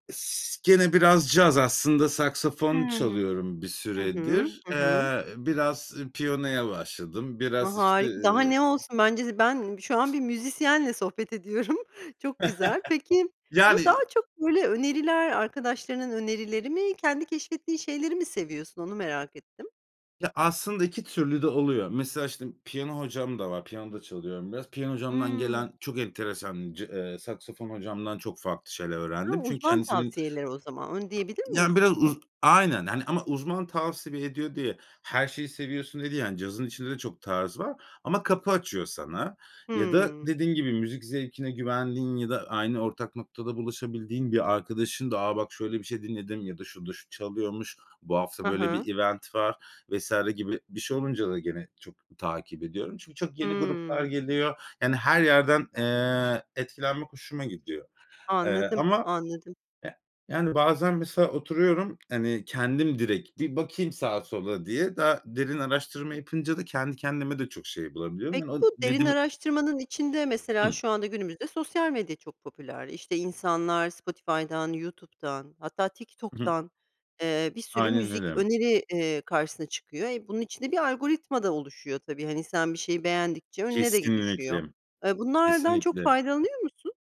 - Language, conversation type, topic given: Turkish, podcast, Yeni müzikleri genelde nasıl keşfedersin?
- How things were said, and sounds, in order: other background noise; giggle; laugh; tapping